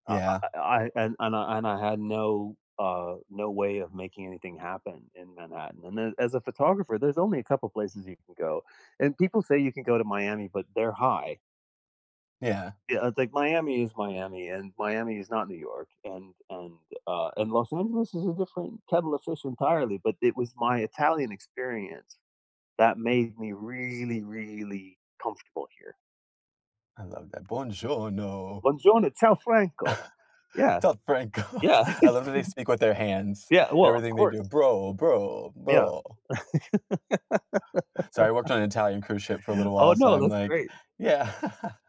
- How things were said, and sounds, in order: in Italian: "Buongiorno"; in Italian: "Buongiorno, Ciao, Franco"; laugh; laughing while speaking: "Franco"; other background noise; laugh; laugh; laughing while speaking: "Yeah"
- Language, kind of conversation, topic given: English, unstructured, What do you enjoy most about traveling to new places?